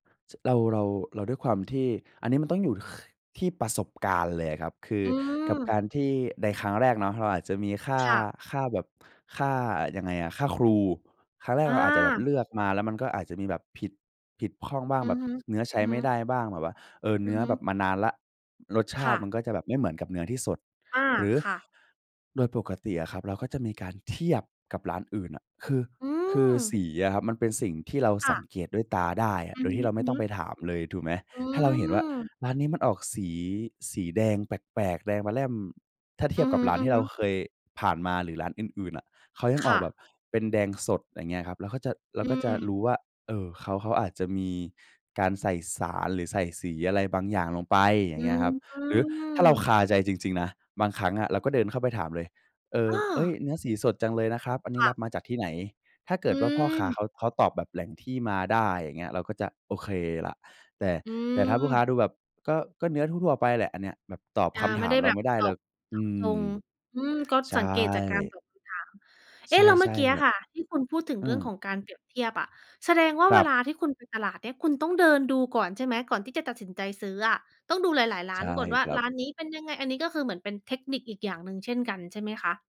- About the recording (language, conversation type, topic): Thai, podcast, วิธีเลือกวัตถุดิบสดที่ตลาดมีอะไรบ้าง?
- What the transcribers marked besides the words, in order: stressed: "เทียบ"